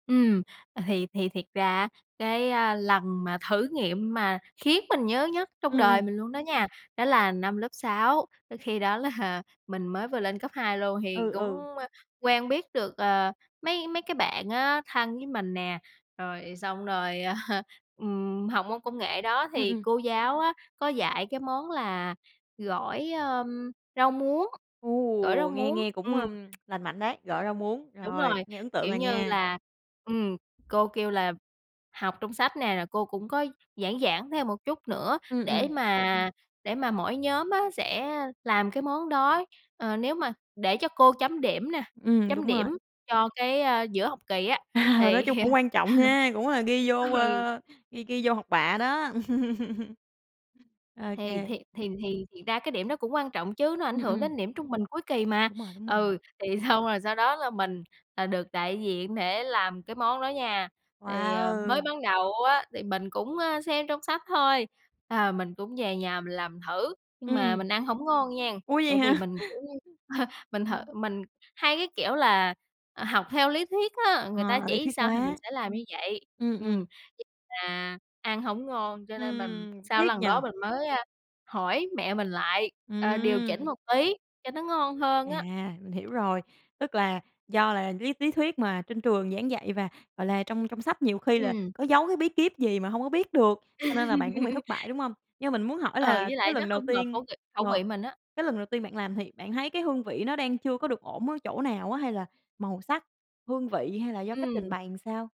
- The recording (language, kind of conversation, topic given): Vietnamese, podcast, Lần bạn thử làm một món mới thành công nhất diễn ra như thế nào?
- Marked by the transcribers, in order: tapping; laughing while speaking: "là"; laughing while speaking: "à"; other background noise; laughing while speaking: "À"; chuckle; laughing while speaking: "ừ"; laugh; laughing while speaking: "xong"; laughing while speaking: "hả?"; chuckle; unintelligible speech; laugh